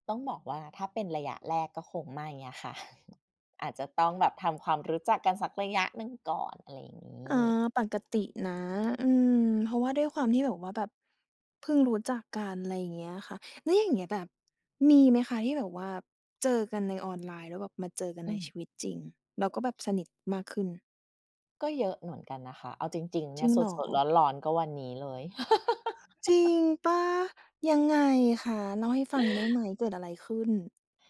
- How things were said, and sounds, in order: chuckle; laugh; gasp; tapping
- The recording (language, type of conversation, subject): Thai, podcast, คุณไว้ใจคนที่รู้จักผ่านออนไลน์เท่ากับเพื่อนในชีวิตจริงไหม?